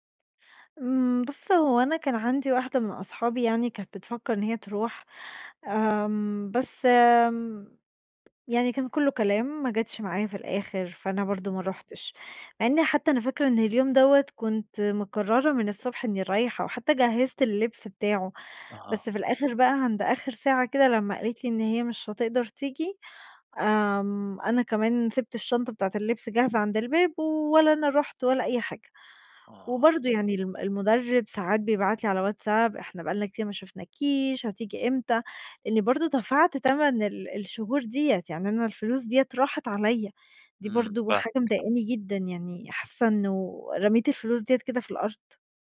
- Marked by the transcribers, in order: unintelligible speech
- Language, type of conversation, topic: Arabic, advice, إزاي أتعامل مع إحساس الذنب بعد ما فوّت تدريبات كتير؟